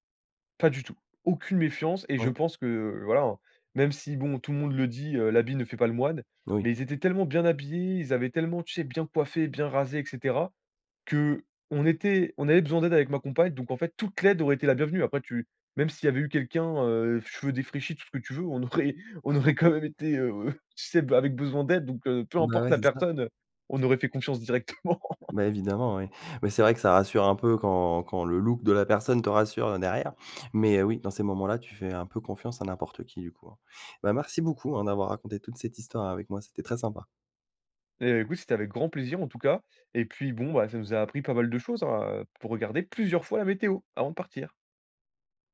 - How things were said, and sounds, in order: other background noise; stressed: "toute"; laughing while speaking: "on aurait on aurait quand même été, heu"; chuckle; laughing while speaking: "directement"; stressed: "plusieurs"
- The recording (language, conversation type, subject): French, podcast, As-tu déjà été perdu et un passant t’a aidé ?